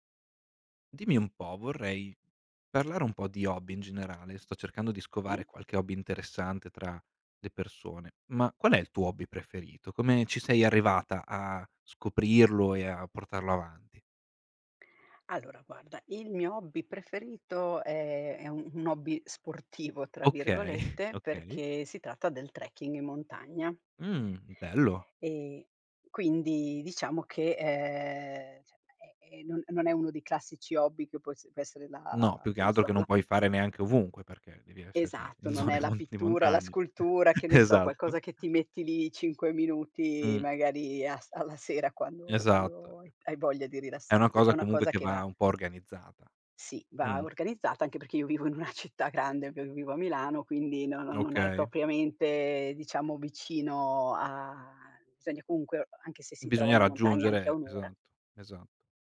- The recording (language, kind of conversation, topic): Italian, podcast, Raccontami del tuo hobby preferito: come ci sei arrivato?
- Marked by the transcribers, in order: chuckle; "cioè" said as "ceh"; laughing while speaking: "in zone mon"; chuckle